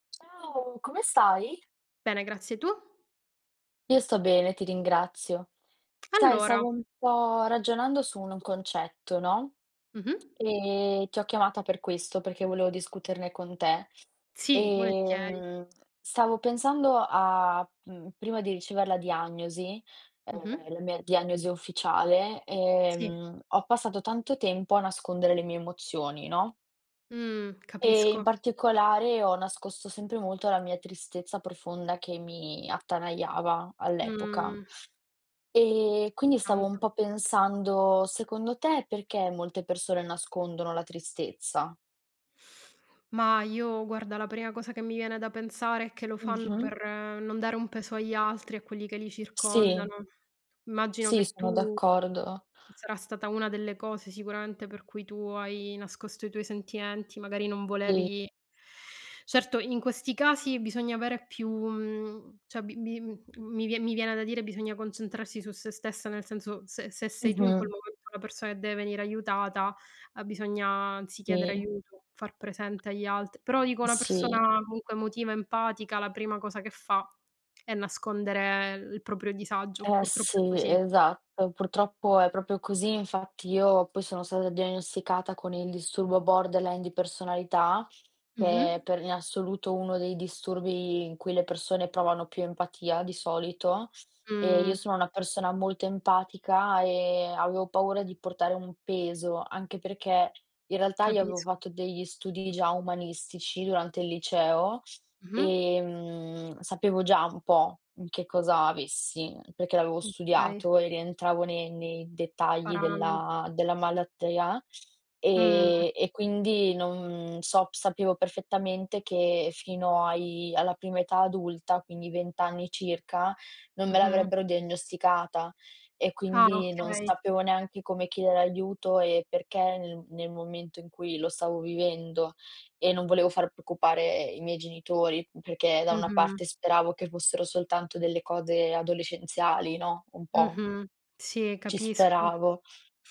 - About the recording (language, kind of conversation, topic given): Italian, unstructured, Secondo te, perché molte persone nascondono la propria tristezza?
- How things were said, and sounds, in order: "volentieri" said as "volettieri"; "Immagino" said as "magino"; "sentimenti" said as "sentienti"; "Sì" said as "ì"; "cioè" said as "ceh"; "Sì" said as "tì"; tapping; "comunque" said as "munque"; "proprio" said as "propio"; "avevo" said as "aveo"; "fatto" said as "vatto"; "malattia" said as "malatteia"; "Ah" said as "ca"